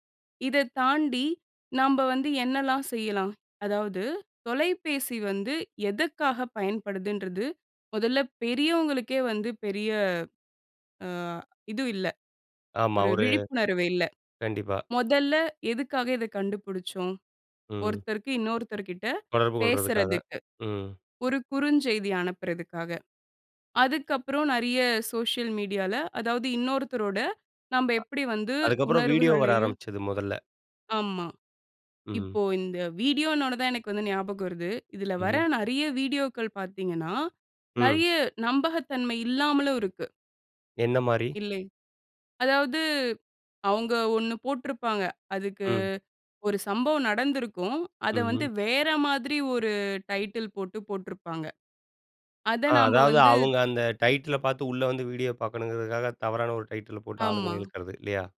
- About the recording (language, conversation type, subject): Tamil, podcast, தொலைபேசி இல்லாமல் உணவு நேரங்களைப் பின்பற்றுவது உங்களால் சாத்தியமா?
- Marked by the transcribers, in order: in English: "சோசியல் மீடியா"; in English: "டைட்டில்"; in English: "டைட்டில"; in English: "டைட்டில"